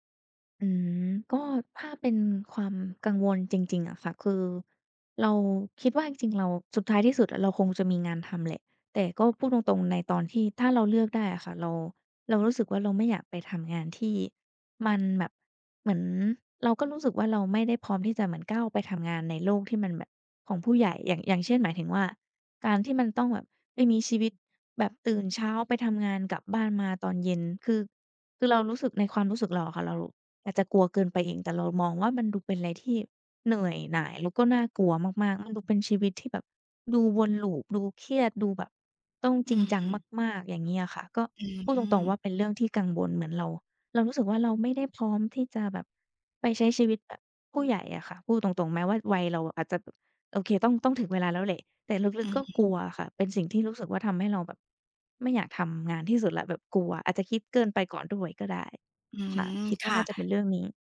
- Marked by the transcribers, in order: tapping
- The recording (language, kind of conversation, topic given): Thai, advice, คุณรู้สึกอย่างไรเมื่อเครียดมากก่อนที่จะต้องเผชิญการเปลี่ยนแปลงครั้งใหญ่ในชีวิต?